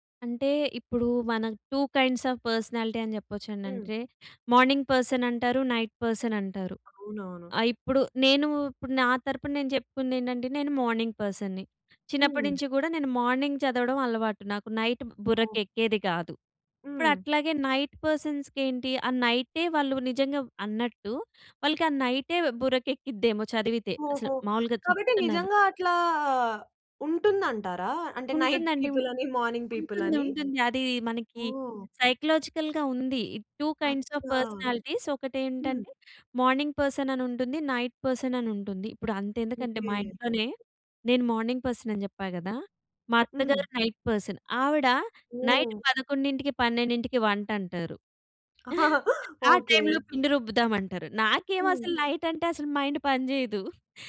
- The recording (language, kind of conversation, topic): Telugu, podcast, ఉదయం సమయాన్ని మెరుగ్గా ఉపయోగించుకోవడానికి మీకు ఉపయోగపడిన చిట్కాలు ఏమిటి?
- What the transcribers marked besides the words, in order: in English: "టూ కైండ్స్ ఆఫ్ పర్సనాలిటీ"; in English: "మార్నింగ్ పర్సన్"; in English: "నైట్ పర్సన్"; in English: "మార్నింగ్ పర్సన్‌ని"; other background noise; in English: "మార్నింగ్"; in English: "నైట్"; in English: "నైట్ పర్సన్స్‌కి"; in English: "నైట్ పీపుల్"; chuckle; in English: "మార్నింగ్ పీపుల్"; in English: "సైకలాజికల్‌గా"; in English: "టూ కైండ్స్ ఆఫ్ పర్సనాలిటీస్"; in Hindi: "అచ్చా!"; in English: "మార్నింగ్ పర్సన్"; in English: "నైట్ పర్సన్"; in English: "మార్నింగ్ పర్సన్"; in English: "నైట్ పర్సన్"; in English: "నైట్"; chuckle; in English: "టైంలో"; in English: "నైట్"; in English: "మైండ్"